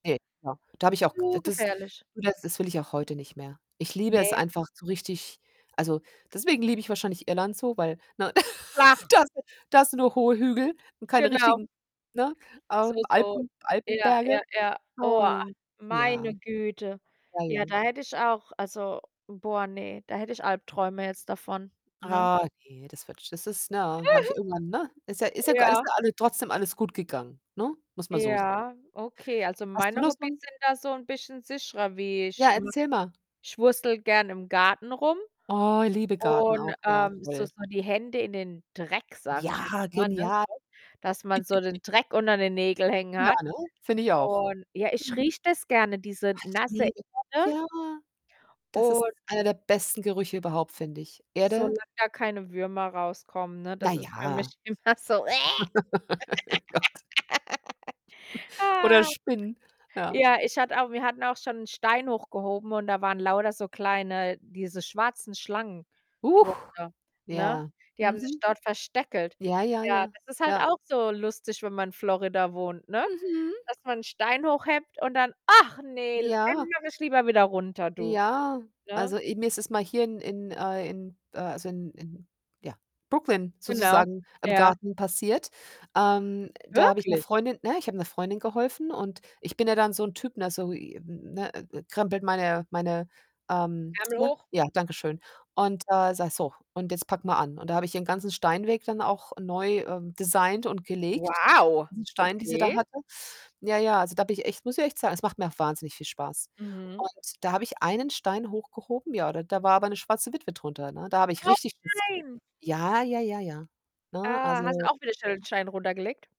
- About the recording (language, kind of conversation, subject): German, unstructured, Wie bist du zu deinem Lieblingshobby gekommen?
- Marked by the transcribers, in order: unintelligible speech; distorted speech; laugh; unintelligible speech; other background noise; giggle; unintelligible speech; stressed: "Dreck"; giggle; unintelligible speech; unintelligible speech; put-on voice: "Ja"; laugh; laughing while speaking: "Gott"; laughing while speaking: "immer"; disgusted: "Wäh"; laugh; sigh; chuckle; put-on voice: "Mhm"; surprised: "Wirklich?"; surprised: "Wow"